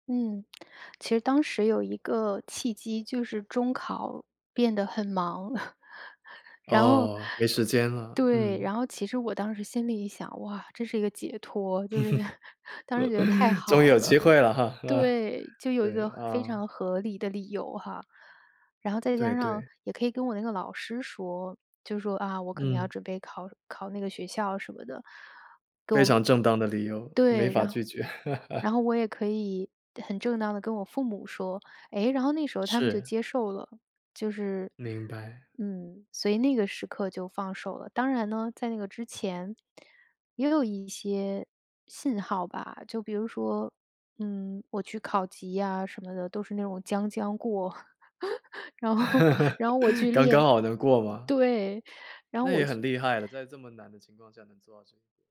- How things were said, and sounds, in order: chuckle; laugh; laughing while speaking: "绝"; laugh; laugh; laughing while speaking: "然后"
- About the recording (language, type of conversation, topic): Chinese, podcast, 你通常怎么判断自己应该继续坚持，还是该放手并重新学习？